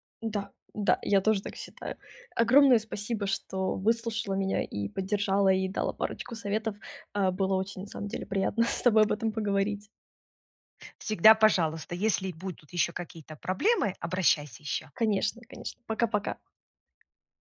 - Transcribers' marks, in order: laughing while speaking: "приятно"
- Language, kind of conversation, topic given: Russian, advice, Как справляться с неожиданными проблемами во время поездки, чтобы отдых не был испорчен?